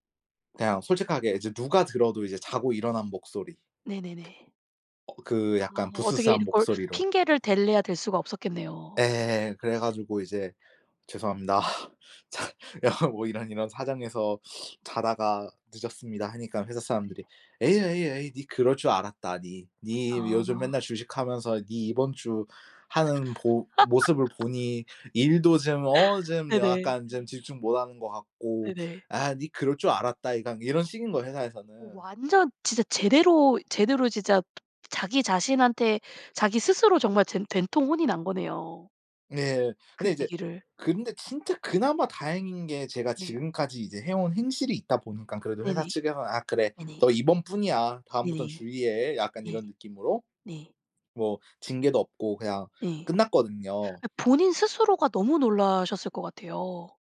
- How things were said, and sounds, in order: tapping; other background noise; laughing while speaking: "자 야"; laugh
- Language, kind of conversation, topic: Korean, podcast, 한 가지 습관이 삶을 바꾼 적이 있나요?